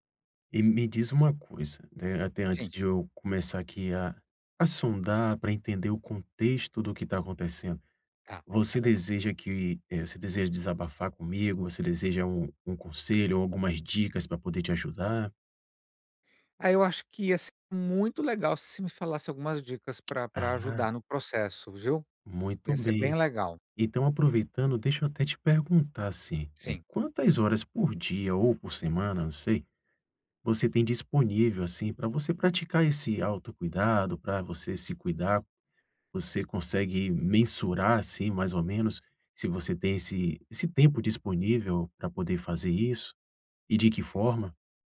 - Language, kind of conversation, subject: Portuguese, advice, Como posso reservar tempo regular para o autocuidado na minha agenda cheia e manter esse hábito?
- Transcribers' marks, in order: tapping